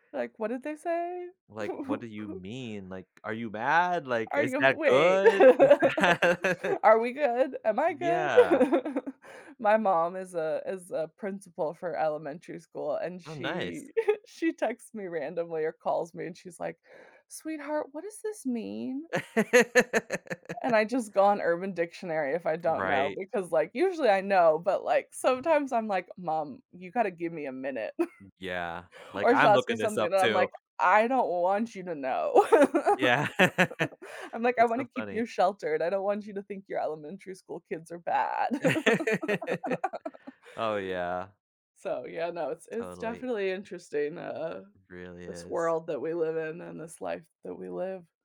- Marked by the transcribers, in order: laugh; laugh; laughing while speaking: "Is that"; laugh; chuckle; laugh; laugh; chuckle; laughing while speaking: "Yeah"; laugh; laugh; other background noise; tapping
- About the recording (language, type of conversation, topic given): English, unstructured, How do you balance the desire for adventure with the need for comfort in life?
- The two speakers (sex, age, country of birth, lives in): female, 30-34, United States, United States; male, 25-29, United States, United States